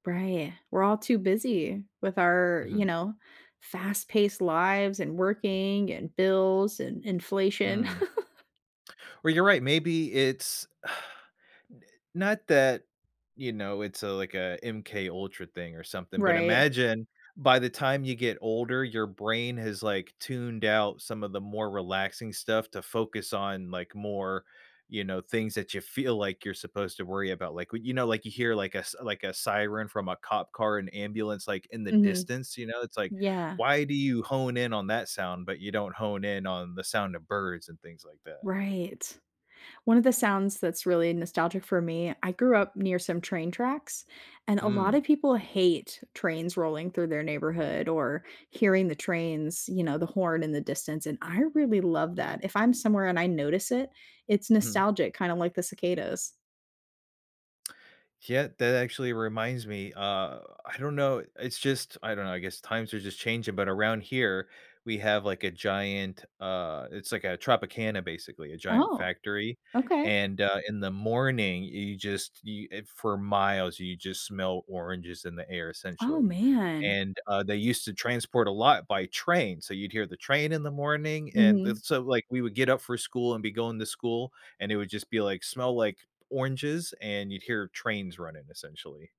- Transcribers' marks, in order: laugh; tapping; sigh; other background noise
- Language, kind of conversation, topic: English, unstructured, What small rituals can I use to reset after a stressful day?